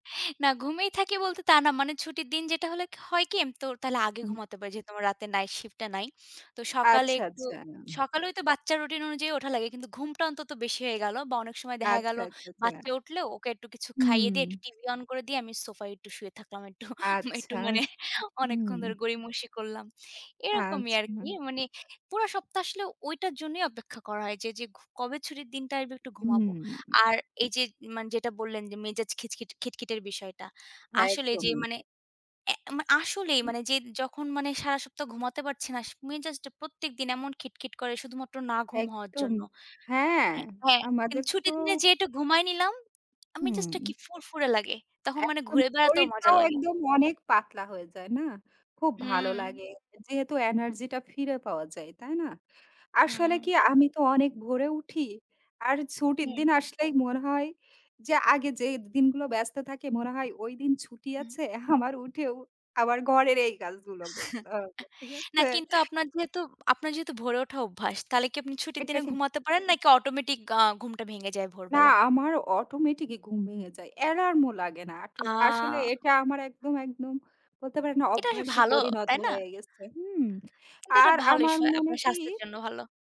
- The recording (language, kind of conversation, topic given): Bengali, unstructured, ছুটির দিনে দেরি করে ঘুমানো আর ভোরে উঠে দিন শুরু করার মধ্যে কোনটি আপনার কাছে বেশি আরামদায়ক মনে হয়?
- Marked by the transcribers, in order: laughing while speaking: "একটু, একটু মানে অনেকক্ষণ"; "গড়িমসি" said as "গরিমসি"; "আসবে" said as "আদবে"; "কিন্তু" said as "কিন"; tapping; laughing while speaking: "আমার উঠেও আবার ঘরের এই কাজগুলো করতে হবে। ঠিক আছে?"; chuckle; "অ্যালার্ম" said as "অ্যারার্ম"; "বেশ" said as "এশ"